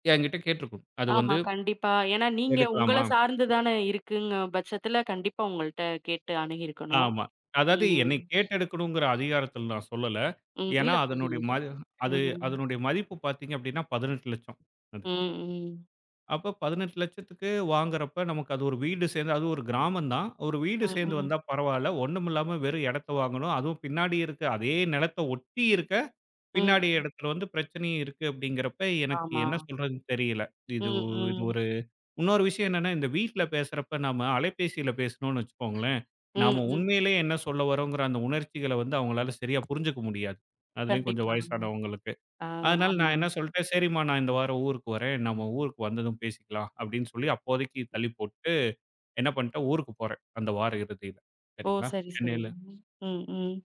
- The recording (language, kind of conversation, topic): Tamil, podcast, நீங்கள் “இல்லை” என்று சொல்ல வேண்டிய போது அதை எப்படி சொல்கிறீர்கள்?
- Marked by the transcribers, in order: other noise; other background noise; tapping